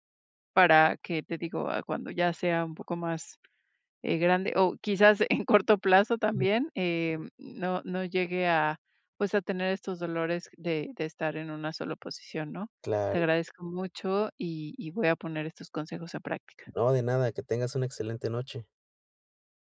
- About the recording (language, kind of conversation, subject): Spanish, advice, Rutinas de movilidad diaria
- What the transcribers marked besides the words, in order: other background noise; laughing while speaking: "en corto plazo"